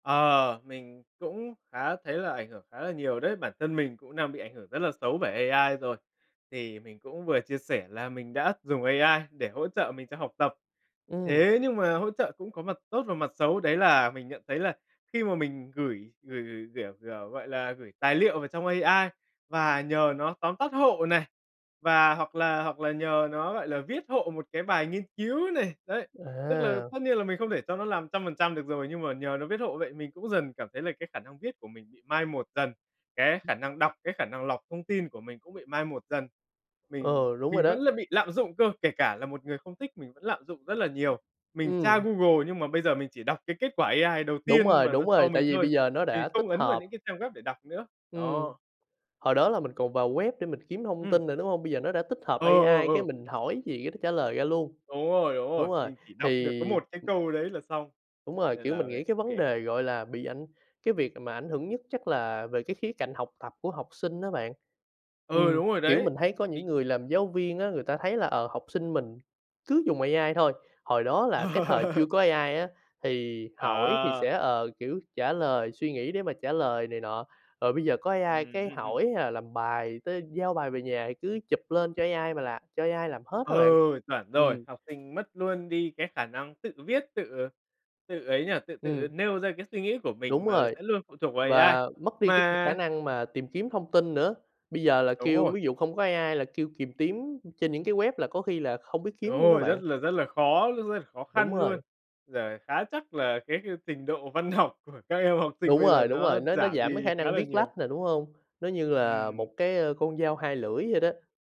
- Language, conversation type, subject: Vietnamese, podcast, Bạn nghĩ trí tuệ nhân tạo đang tác động như thế nào đến đời sống hằng ngày của chúng ta?
- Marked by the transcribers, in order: other background noise; tapping; other noise; unintelligible speech; laugh; "kiếm" said as "tiếm"; laughing while speaking: "học"